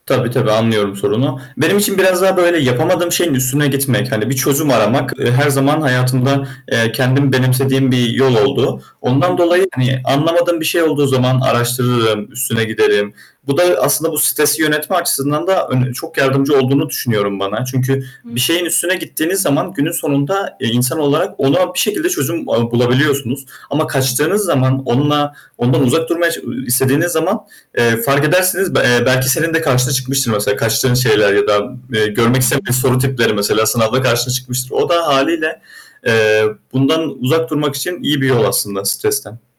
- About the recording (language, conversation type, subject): Turkish, podcast, Sınav stresiyle başa çıkmak için hangi yöntemleri kullanıyorsun?
- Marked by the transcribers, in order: static; distorted speech; tapping